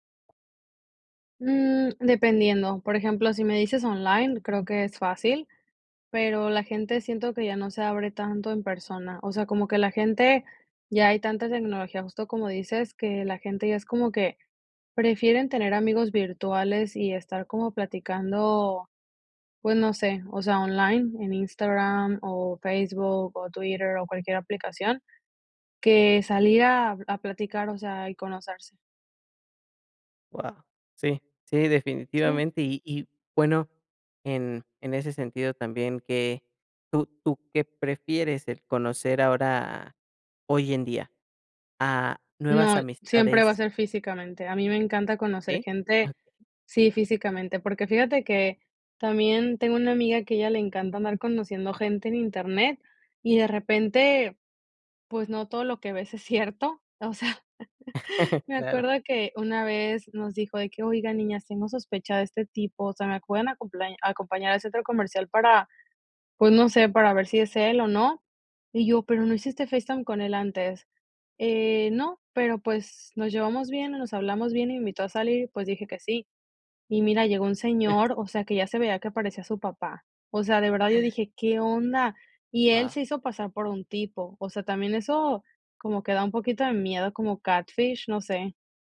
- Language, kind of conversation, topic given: Spanish, podcast, ¿Qué amistad empezó de forma casual y sigue siendo clave hoy?
- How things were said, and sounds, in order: tapping; laughing while speaking: "es cierto. O sea"; laugh; chuckle